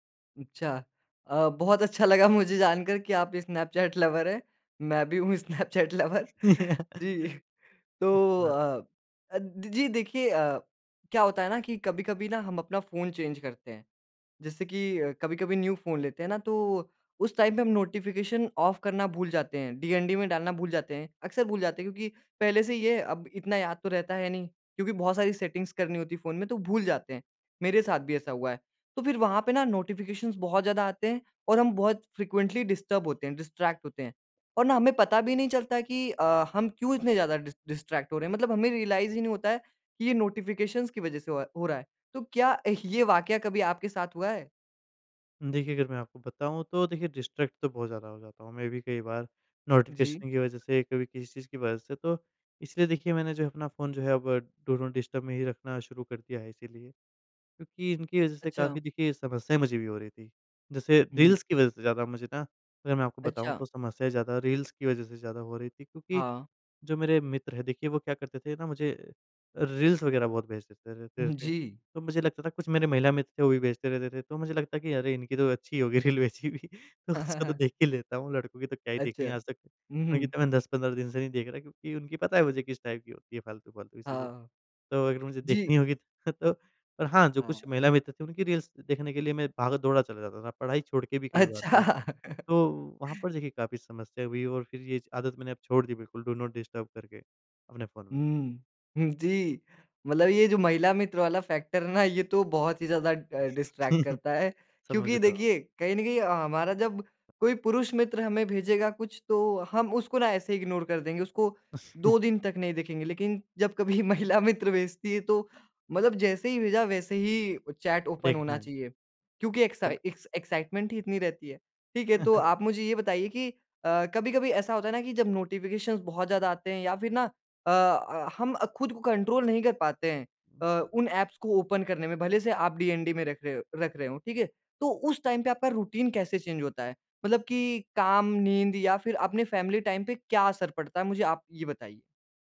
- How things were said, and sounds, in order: laughing while speaking: "लगा मुझे जानकर कि आप ये स्नैपचैट"; in English: "लवर"; laughing while speaking: "हैं। मैं भी हूँ स्नैपचैट"; in English: "लवर"; laugh; in English: "चेंज"; in English: "न्यू"; in English: "टाइम"; in English: "नोटिफ़िकेशन ऑफ"; in English: "सेटिंग्स"; in English: "नोटिफ़िकेशंस"; in English: "फ्रीक्वेंटली डिस्टर्ब"; in English: "डिस्ट्रैक्ट"; in English: "डिस्ट्रैक्ट"; in English: "रियलाइज़"; in English: "नोटिफ़िकेशंस"; in English: "डिस्ट्रैक्ट"; in English: "नोटिफ़िकेशन"; in English: "डू नॉट डिस्टर्ब"; in English: "रील्स"; in English: "रील्स"; in English: "रील्स"; laughing while speaking: "अरे इनकी तो अच्छी ही … ही लेता हूँ"; laugh; in English: "टाइप"; in English: "रील्स"; laughing while speaking: "अच्छा"; chuckle; in English: "डू नॉट डिस्टर्ब"; in English: "फैक्टर"; in English: "डिस्ट्रैक्ट"; laugh; in English: "इग्नोर"; chuckle; laughing while speaking: "जब कभी महिला मित्र"; in English: "चैट ओपन"; in English: "एक्साइटमेंट"; chuckle; in English: "नोटिफ़िकेशंस"; in English: "कंट्रोल"; in English: "ओपन"; in English: "टाइम"; in English: "रूटीन"; in English: "फैमिली टाइम"
- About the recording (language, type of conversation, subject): Hindi, podcast, आप सूचनाओं की बाढ़ को कैसे संभालते हैं?